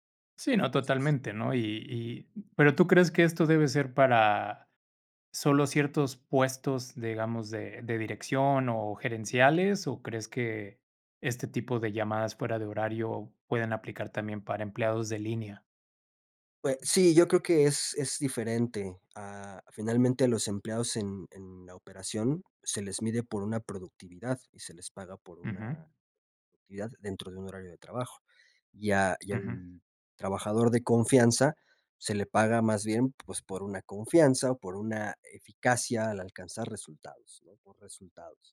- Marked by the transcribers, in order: none
- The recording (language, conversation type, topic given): Spanish, podcast, ¿Cómo priorizas tu tiempo entre el trabajo y la familia?